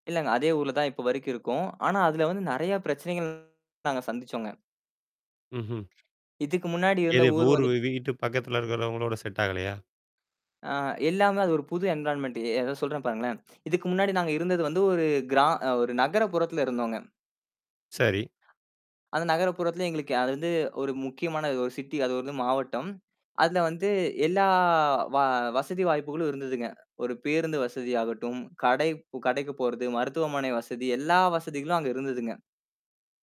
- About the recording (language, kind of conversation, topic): Tamil, podcast, ஊரை விட்டு வெளியேறிய அனுபவம் உங்களுக்கு எப்படி இருந்தது?
- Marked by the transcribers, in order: distorted speech; other background noise; in English: "செட்"; in English: "என்விரான்மென்ட்"; in English: "சிட்டி"; drawn out: "எல்லா"